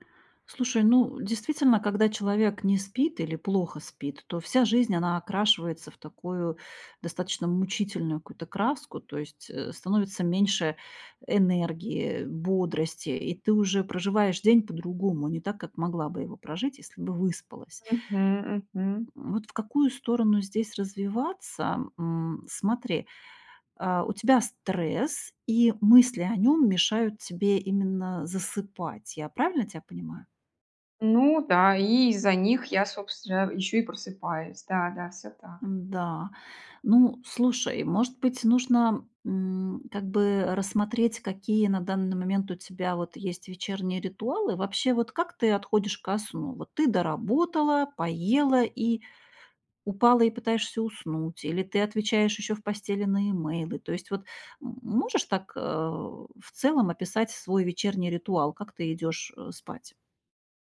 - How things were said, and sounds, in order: none
- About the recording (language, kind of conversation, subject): Russian, advice, Как справиться с бессонницей из‑за вечернего стресса или тревоги?